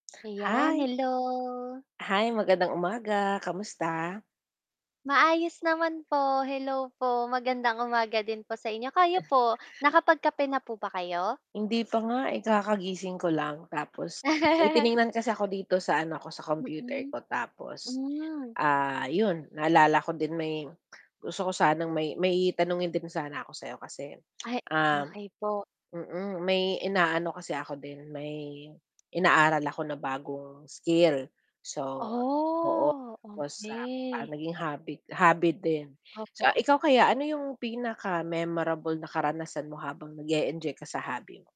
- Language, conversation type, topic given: Filipino, unstructured, Ano ang pinakatumatak na karanasan mo habang ginagawa ang hilig mo?
- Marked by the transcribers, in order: static; chuckle; tapping; distorted speech